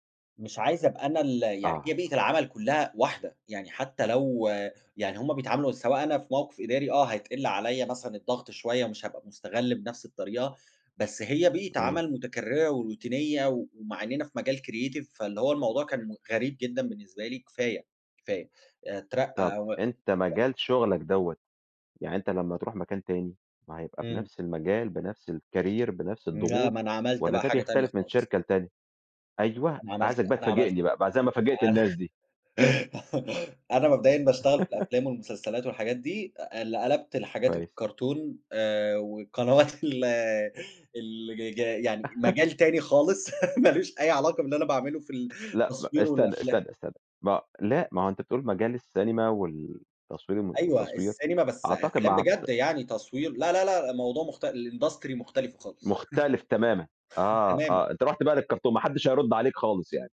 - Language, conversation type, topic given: Arabic, podcast, إزاي بتتعامل مع الروتين اللي بيقتل حماسك؟
- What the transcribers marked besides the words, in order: tapping; in English: "وروتينية"; in English: "Creative"; other noise; in English: "الCareer"; laughing while speaking: "أنا"; laugh; laugh; laughing while speaking: "وقنوات"; laugh; chuckle; laughing while speaking: "مالوش أي علاقة باللي أنا باعمله في التصوير والأفلام"; other background noise; in English: "الIndustry"; chuckle